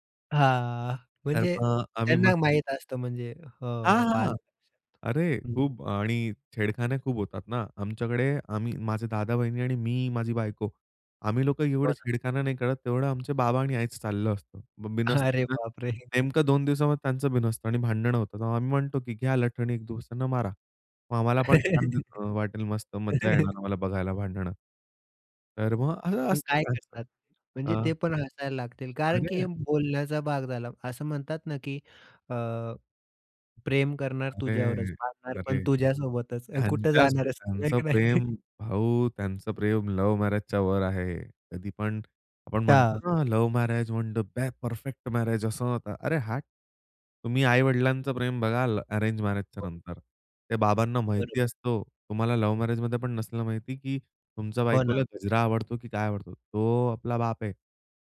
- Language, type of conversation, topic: Marathi, podcast, कुटुंबाला एकत्र घेऊन बसायला लावणारे तुमच्या घरातले कोणते खास पदार्थ आहेत?
- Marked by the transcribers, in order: tapping; other background noise; laughing while speaking: "अरे बापरे!"; laugh; laughing while speaking: "आहे की नाही?"; unintelligible speech; unintelligible speech